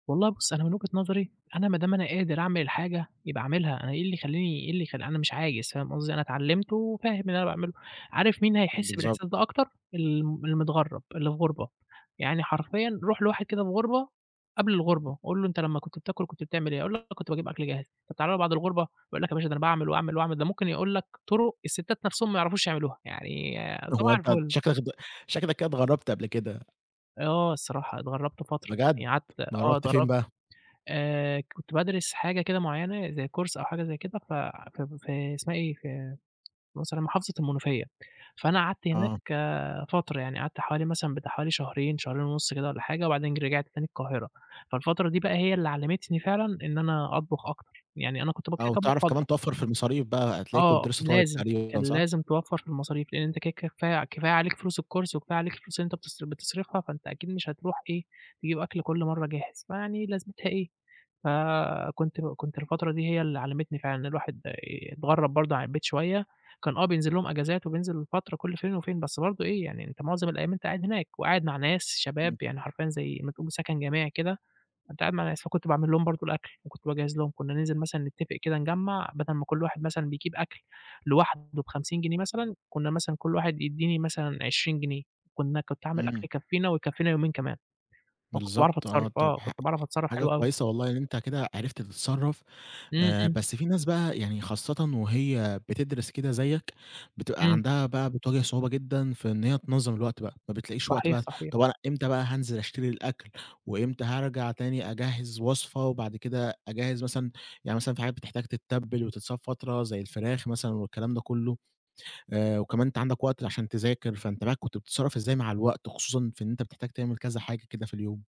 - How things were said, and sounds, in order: in English: "Course"; tapping; unintelligible speech; unintelligible speech; in English: "الCourse"
- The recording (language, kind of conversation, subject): Arabic, podcast, إزاي أطبخ لِمجموعة بميزانية قليلة ويطلع الأكل طعمه حلو؟